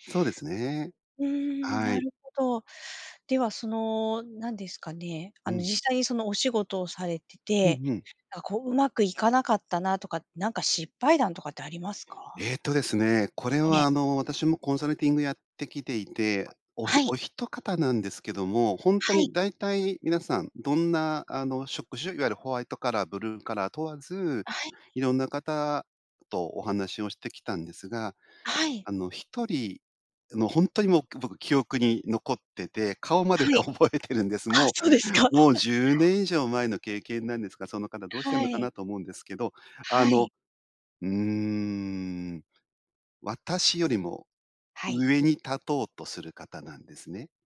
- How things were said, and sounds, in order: other background noise; laughing while speaking: "覚えてるんです"; chuckle
- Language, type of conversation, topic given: Japanese, podcast, 質問をうまく活用するコツは何だと思いますか？